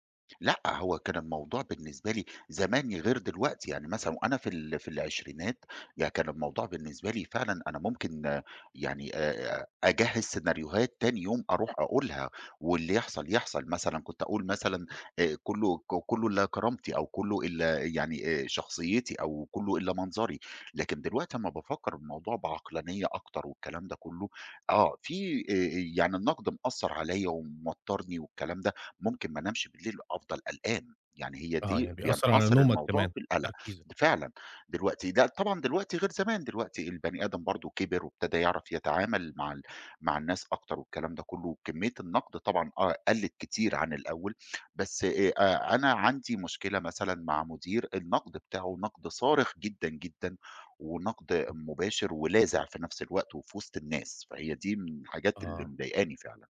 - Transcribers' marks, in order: other background noise
- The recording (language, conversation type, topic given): Arabic, advice, إزاي حسّيت بعد ما حد انتقدك جامد وخلاك تتأثر عاطفيًا؟